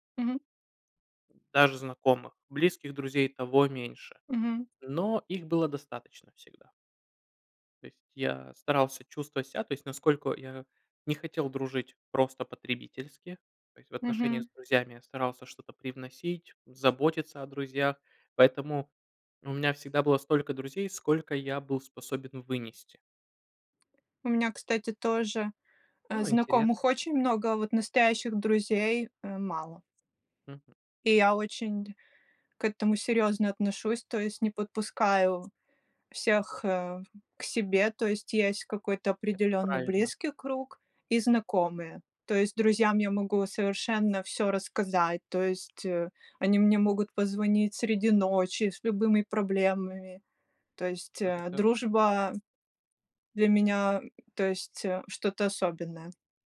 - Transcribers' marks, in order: other noise; tapping; other background noise
- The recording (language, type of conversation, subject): Russian, unstructured, Что важнее — победить в споре или сохранить дружбу?